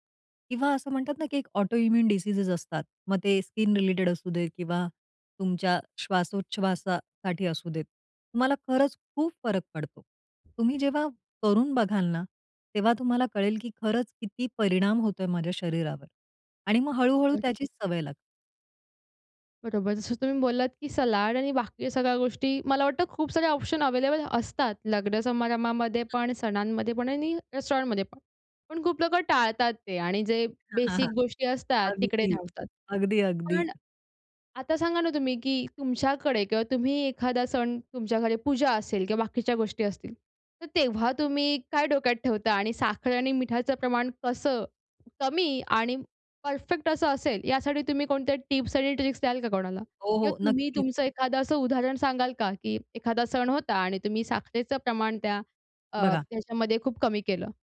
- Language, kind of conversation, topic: Marathi, podcast, साखर आणि मीठ कमी करण्याचे सोपे उपाय
- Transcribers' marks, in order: in English: "ऑटोइम्यून डिसीसेज"; other background noise; chuckle